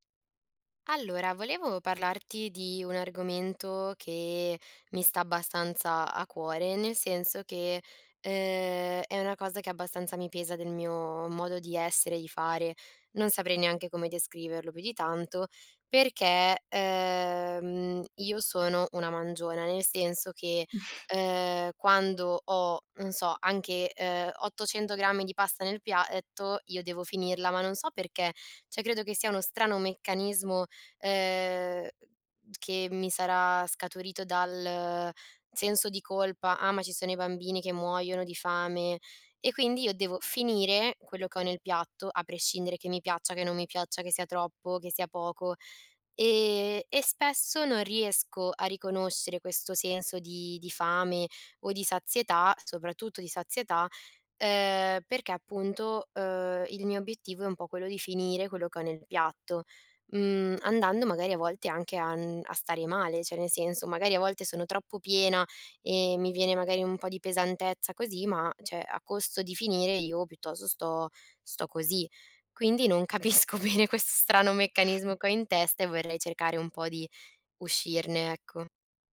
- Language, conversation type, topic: Italian, advice, Come posso imparare a riconoscere la mia fame e la sazietà prima di mangiare?
- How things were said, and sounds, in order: chuckle; "piatto" said as "piaetto"; "cioè" said as "ceh"; "cioè" said as "ceh"; "cioè" said as "ceh"; laughing while speaking: "capisco bene questo strano meccanismo"; other background noise